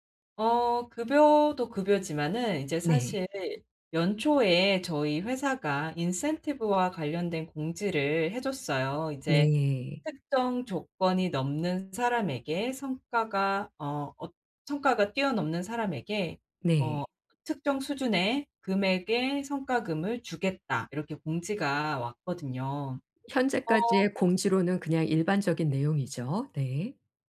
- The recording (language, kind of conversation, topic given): Korean, advice, 직장에서 관행처럼 굳어진 불공정한 처우에 실무적으로 안전하게 어떻게 대응해야 할까요?
- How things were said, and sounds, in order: tapping